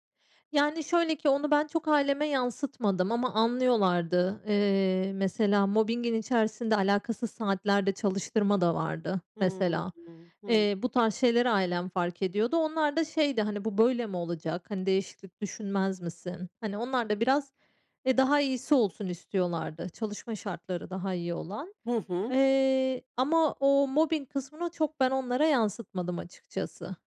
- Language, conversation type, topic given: Turkish, podcast, İş değiştirmeye karar verirken seni en çok ne düşündürür?
- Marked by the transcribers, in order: other background noise